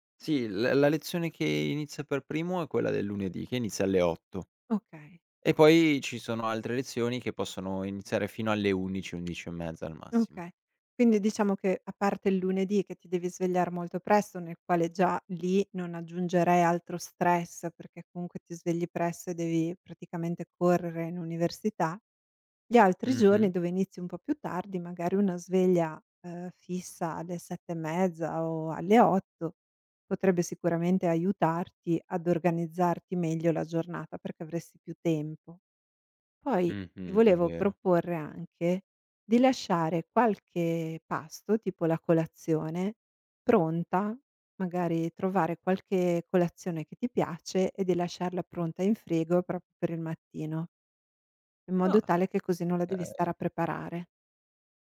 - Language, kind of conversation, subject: Italian, advice, Come posso rendere più stabile la mia routine mattutina?
- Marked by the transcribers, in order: tapping; "proprio" said as "prop"; "Okay" said as "Chei"